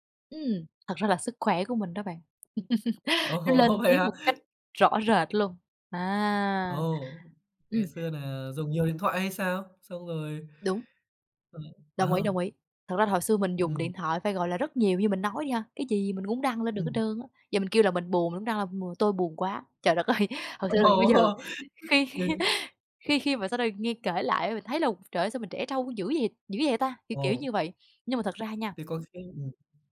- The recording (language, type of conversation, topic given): Vietnamese, podcast, Bạn cân bằng giữa đời thực và đời ảo như thế nào?
- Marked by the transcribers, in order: laughing while speaking: "Ồ"; tapping; laugh; laughing while speaking: "Ồ!"; laughing while speaking: "ơi"; other background noise; unintelligible speech; laugh